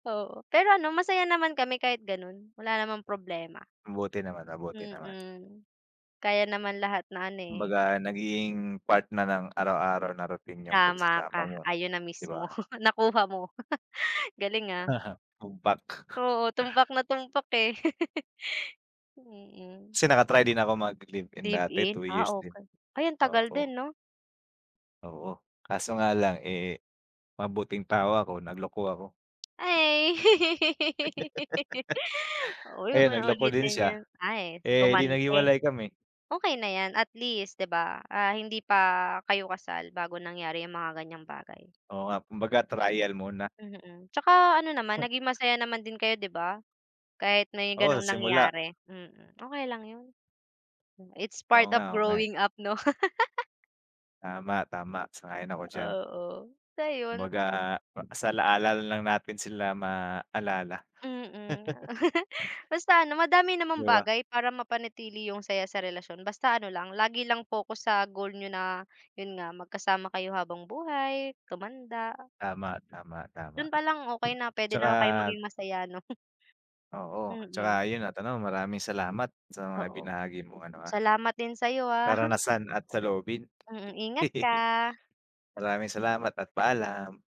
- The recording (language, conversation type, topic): Filipino, unstructured, Ano ang mga simpleng paraan para mapanatili ang saya sa relasyon?
- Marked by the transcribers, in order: laugh; chuckle; laugh; laugh; laugh; laugh; chuckle; laugh